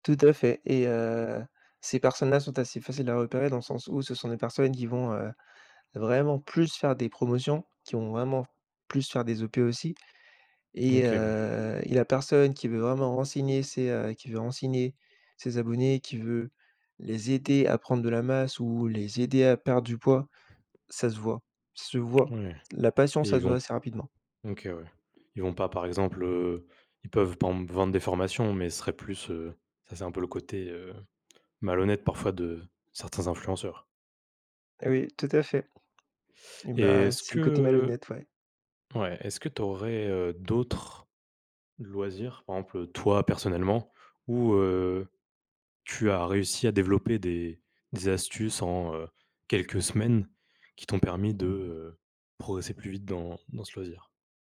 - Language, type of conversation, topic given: French, podcast, Quelles astuces recommandes-tu pour progresser rapidement dans un loisir ?
- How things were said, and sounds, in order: tapping; other background noise